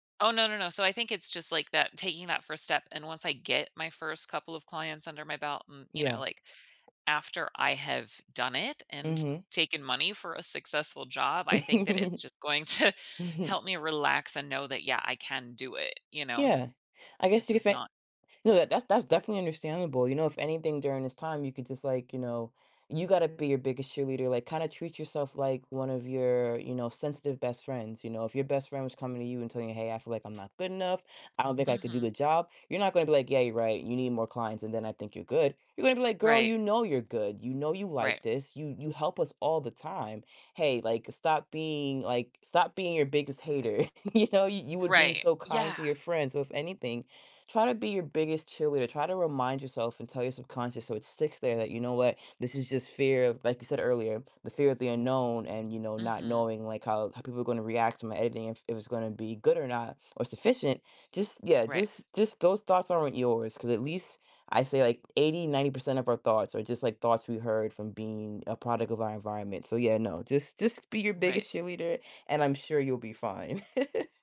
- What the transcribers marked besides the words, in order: chuckle; laughing while speaking: "to"; tapping; other background noise; chuckle; laughing while speaking: "You"; chuckle
- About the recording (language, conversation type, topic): English, advice, How can I prepare for my first day at a new job?